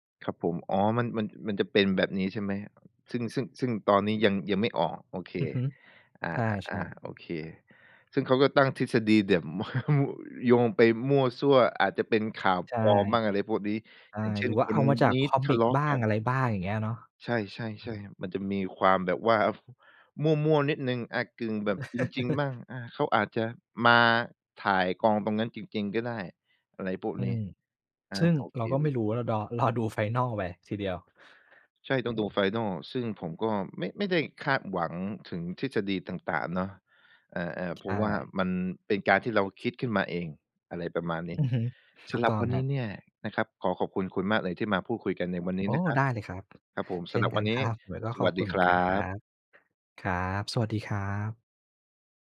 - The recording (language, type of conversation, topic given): Thai, podcast, ทำไมคนถึงชอบคิดทฤษฎีของแฟนๆ และถกกันเรื่องหนัง?
- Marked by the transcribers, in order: other background noise; chuckle; tapping; chuckle; chuckle; in English: "final"; in English: "final"